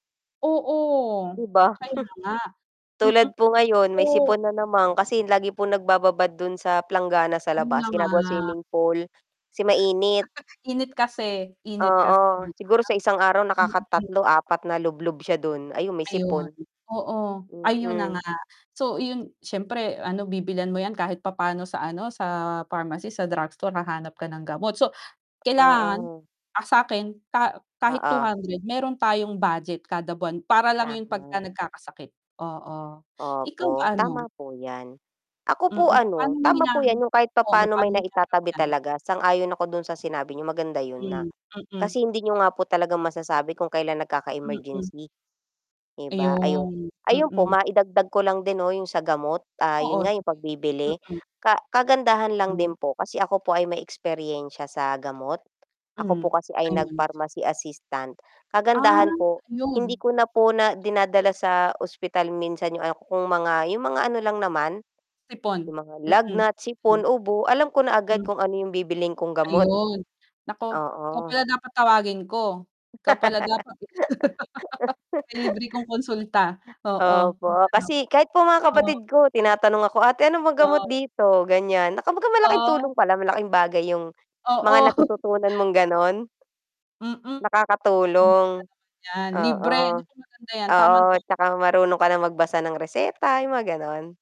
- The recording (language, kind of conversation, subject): Filipino, unstructured, Paano mo binabadyet ang iyong buwanang gastusin?
- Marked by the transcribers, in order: distorted speech; static; chuckle; tapping; laugh; other background noise; background speech; laugh; laugh; laugh